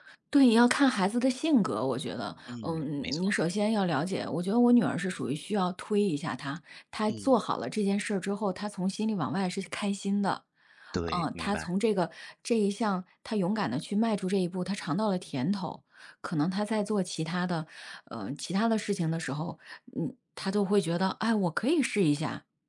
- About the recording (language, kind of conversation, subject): Chinese, unstructured, 家长应该干涉孩子的学习吗？
- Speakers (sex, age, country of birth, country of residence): female, 40-44, China, United States; male, 18-19, China, United States
- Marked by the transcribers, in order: none